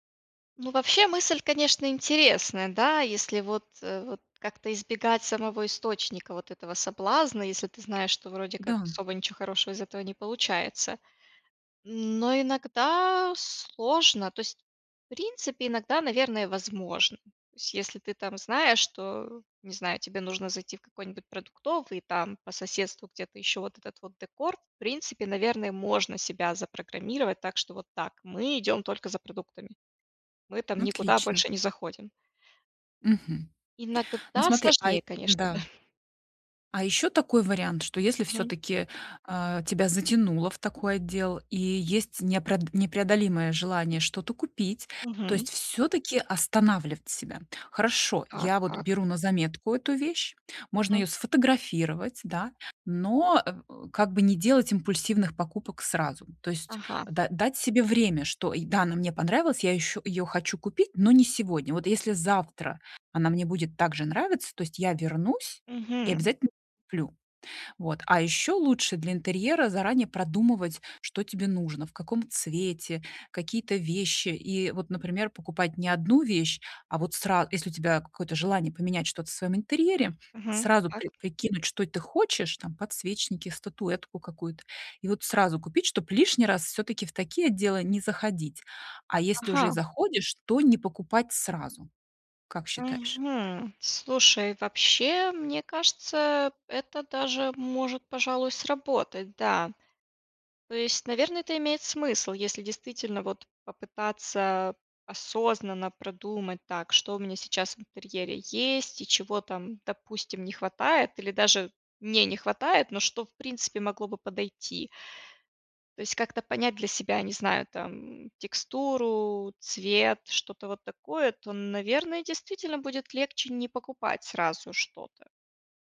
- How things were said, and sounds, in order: none
- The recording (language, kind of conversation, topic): Russian, advice, Как мне справляться с внезапными импульсами, которые мешают жить и принимать решения?